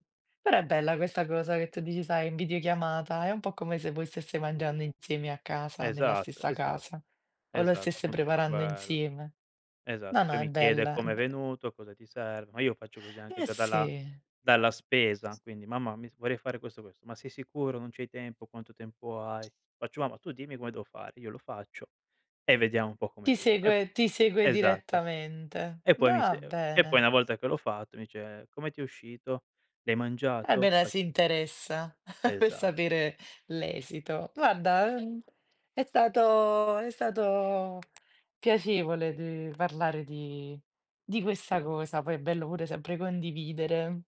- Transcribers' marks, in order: other background noise; chuckle
- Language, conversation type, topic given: Italian, podcast, Che cosa significa davvero per te “mangiare come a casa”?